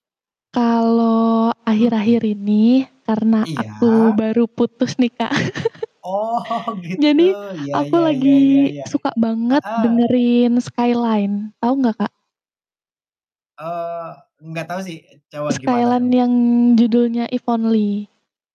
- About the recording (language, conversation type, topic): Indonesian, unstructured, Bagaimana musik memengaruhi suasana hati kamu sehari-hari?
- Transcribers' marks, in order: static; other background noise; chuckle; laughing while speaking: "Oh"